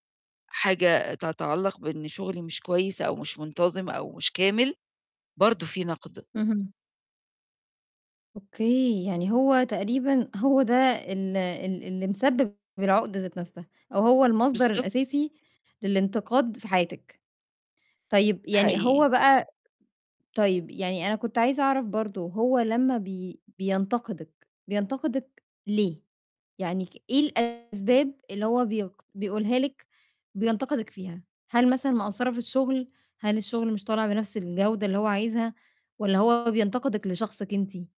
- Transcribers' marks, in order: distorted speech
- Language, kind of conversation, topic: Arabic, advice, إزاي أميّز بين النقد اللي بيعلّمني والنقد اللي بيهدّني؟